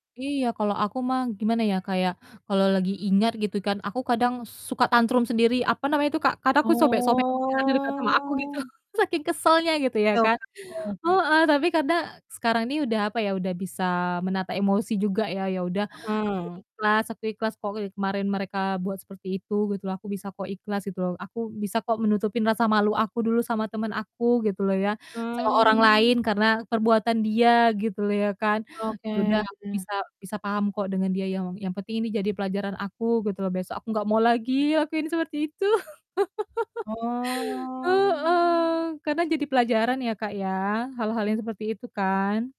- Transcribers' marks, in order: static; drawn out: "Oh"; unintelligible speech; chuckle; distorted speech; unintelligible speech; other background noise; drawn out: "Oh"; laugh
- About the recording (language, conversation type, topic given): Indonesian, unstructured, Apakah ada kenangan yang masih membuatmu merasa sakit hati sampai sekarang?